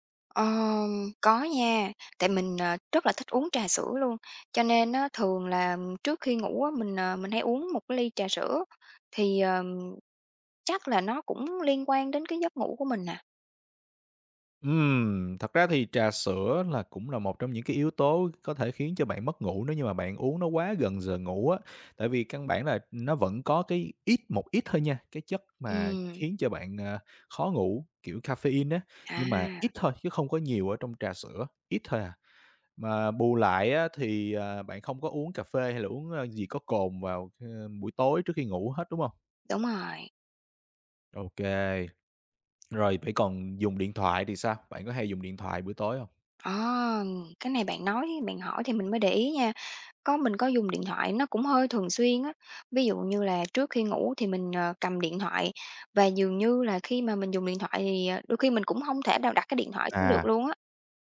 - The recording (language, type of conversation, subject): Vietnamese, advice, Tôi thường thức dậy nhiều lần giữa đêm và cảm thấy không ngủ đủ, tôi nên làm gì?
- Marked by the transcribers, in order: other background noise; tapping